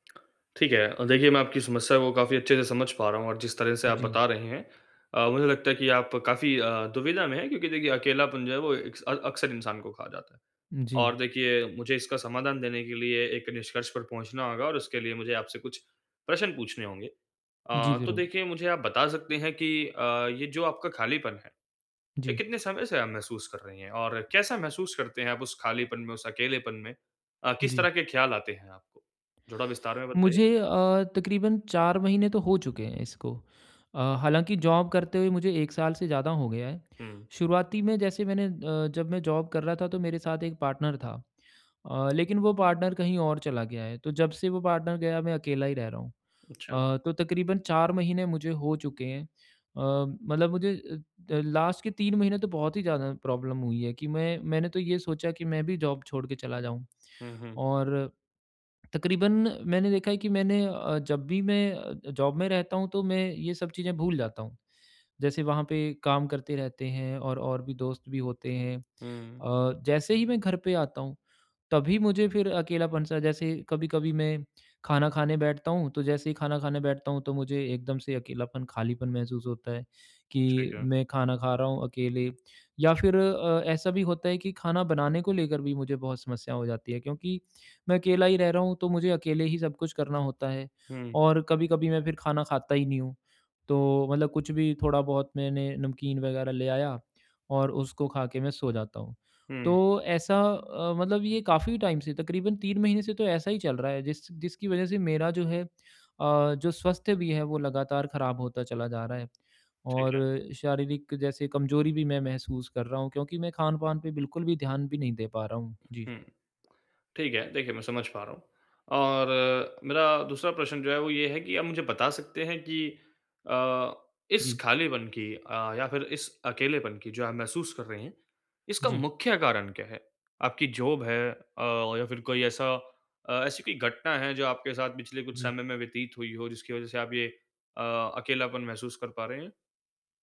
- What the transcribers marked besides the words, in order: in English: "जॉब"; in English: "जॉब"; in English: "पार्टनर"; tapping; in English: "पार्टनर"; in English: "पार्टनर"; in English: "लास्ट"; in English: "प्रॉब्लम"; in English: "जॉब"; in English: "जॉब"; in English: "टाइम"; in English: "जॉब"
- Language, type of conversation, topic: Hindi, advice, मैं भावनात्मक रिक्तता और अकेलपन से कैसे निपटूँ?